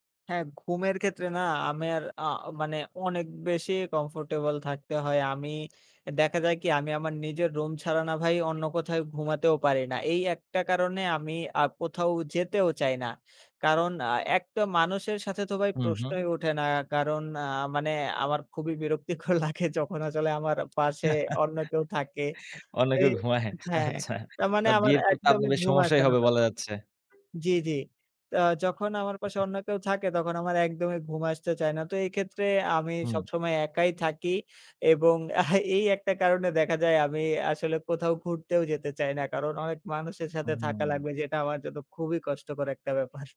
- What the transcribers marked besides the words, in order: "আমার" said as "আমের"; alarm; laughing while speaking: "খুবই বিরক্তিকর লাগে"; laugh; laughing while speaking: "অনেকেও ঘুমায় আচ্ছা"; tapping; laughing while speaking: "এহ, এই একটা কারণে দেখা যায়"
- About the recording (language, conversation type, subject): Bengali, podcast, একা বসে কাজ করলে আপনার কেমন লাগে?